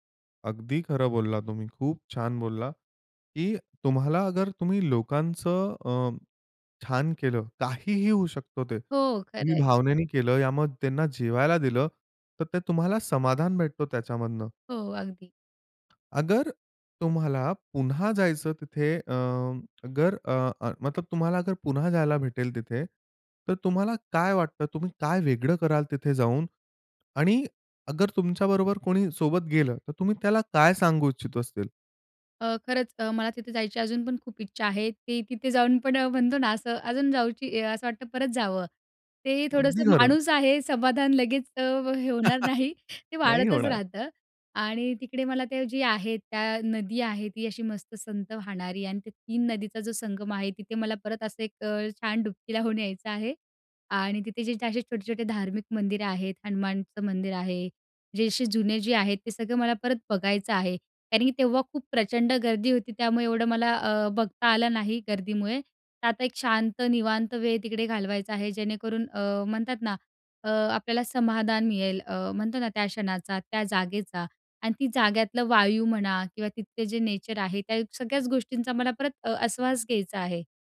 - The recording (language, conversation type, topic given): Marathi, podcast, प्रवासातला एखादा खास क्षण कोणता होता?
- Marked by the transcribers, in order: stressed: "काहीही"; tapping; chuckle; laughing while speaking: "नाही"; laughing while speaking: "लावून"